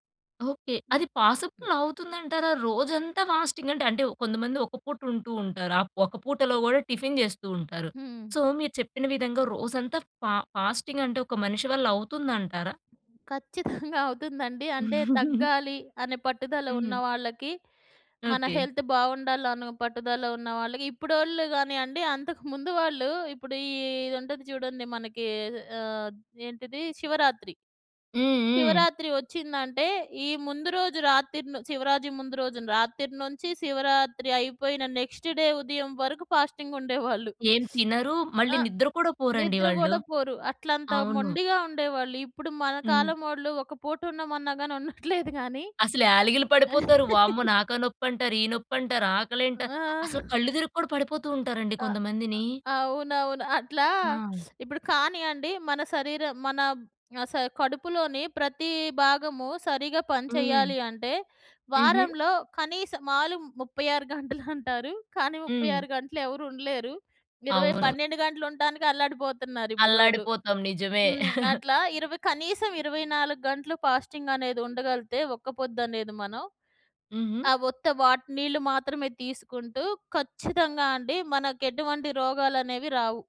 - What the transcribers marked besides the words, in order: in English: "పాసిబుల్"; in English: "ఫాస్టింగ్"; in English: "సో"; in English: "ఫ ఫాస్టింగ్"; chuckle; in English: "హెల్త్"; in English: "నెక్స్ట్ డే"; in English: "ఫాస్టింగ్"; other noise; chuckle; giggle; teeth sucking; chuckle; in English: "ఫాస్టింగ్"
- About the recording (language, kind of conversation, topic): Telugu, podcast, కొత్త ఆరోగ్య అలవాటు మొదలుపెట్టే వారికి మీరు ఏమి చెప్పాలనుకుంటారు?